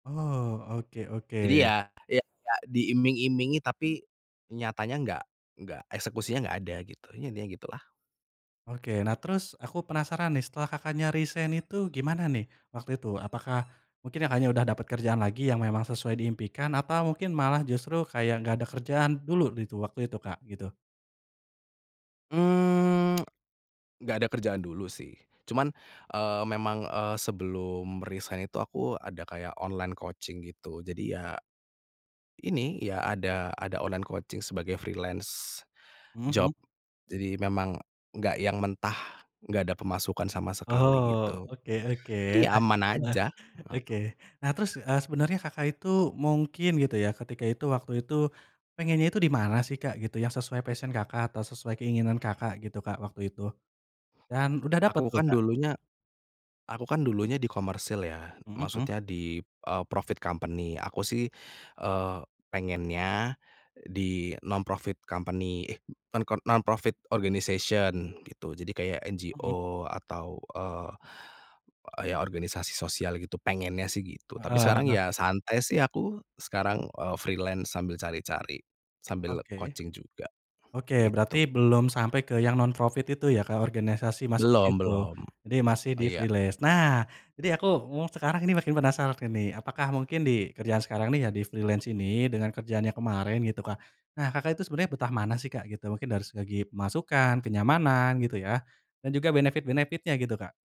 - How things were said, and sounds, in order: other background noise; tapping; tsk; in English: "online coaching"; in English: "online coaching"; in English: "freelance job"; in English: "passion"; in English: "profit company"; in English: "non-profit company"; in English: "non-profit organization"; in English: "NGO"; in English: "freelance"; in English: "coaching"; in English: "non-profit"; in English: "freelance"; in English: "freelance"; in English: "benefit-benefit-nya"
- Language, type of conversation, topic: Indonesian, podcast, Apa strategi kamu agar bisa jujur tanpa memicu konflik?